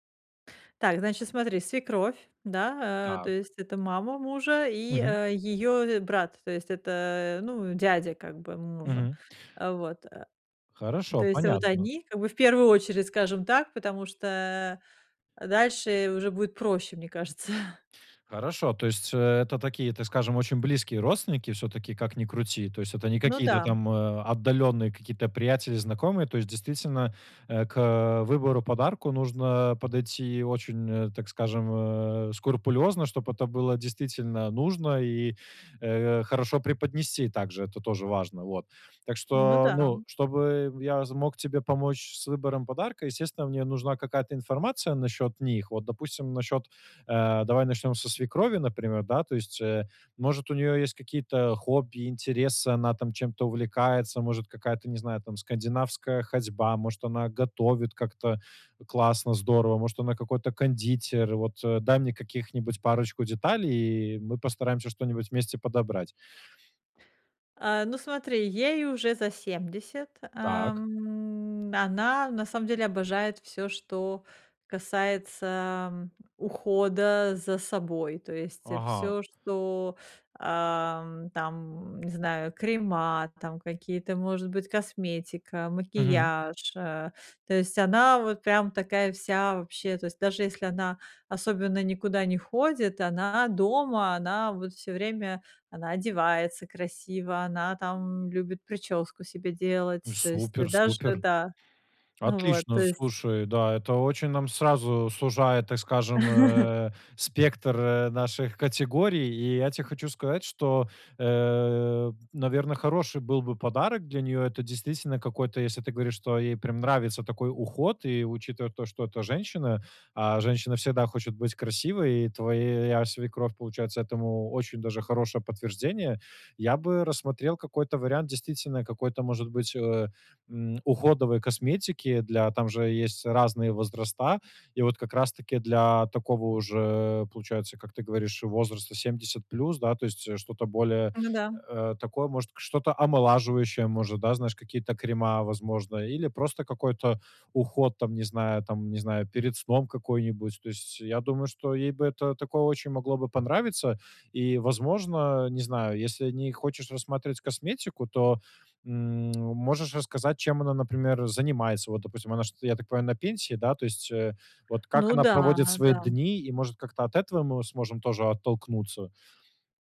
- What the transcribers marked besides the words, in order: tapping; chuckle; other background noise; chuckle
- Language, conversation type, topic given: Russian, advice, Как выбрать подходящий подарок для людей разных типов?